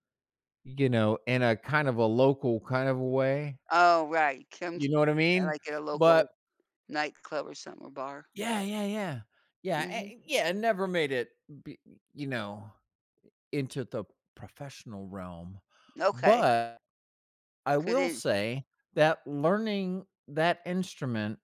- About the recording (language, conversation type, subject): English, unstructured, How has learning a new skill impacted your life?
- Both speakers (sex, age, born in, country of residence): female, 75-79, United States, United States; male, 55-59, United States, United States
- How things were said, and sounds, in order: stressed: "But"